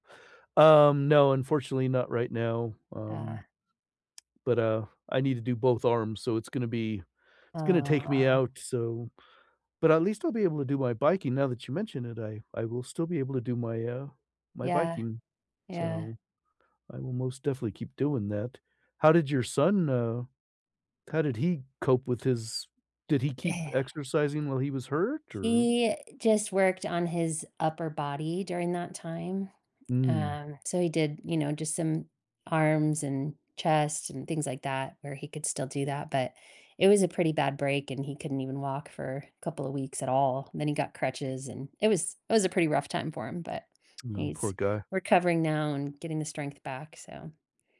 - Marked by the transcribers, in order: tapping
- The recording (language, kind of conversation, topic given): English, unstructured, What is your favorite way to stay active every day?
- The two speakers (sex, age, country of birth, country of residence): female, 45-49, United States, United States; male, 55-59, United States, United States